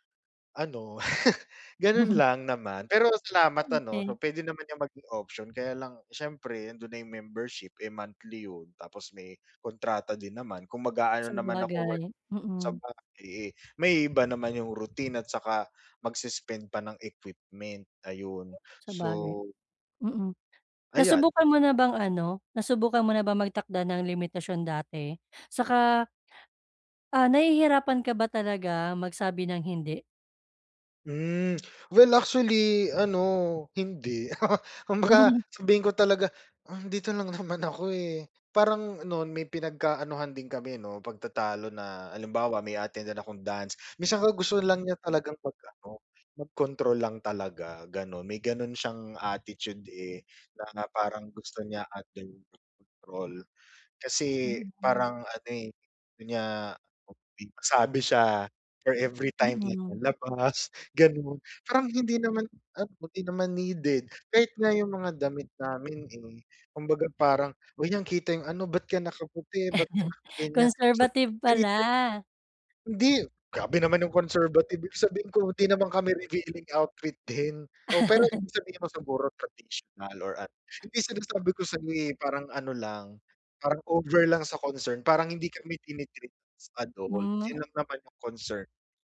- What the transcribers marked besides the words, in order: chuckle; other background noise; wind; tapping; lip smack; chuckle; laughing while speaking: "Hmm"; unintelligible speech; "control" said as "trol"; "sabi" said as "bi"; unintelligible speech; unintelligible speech; chuckle; chuckle
- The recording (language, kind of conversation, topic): Filipino, advice, Paano ko mapoprotektahan ang personal kong oras mula sa iba?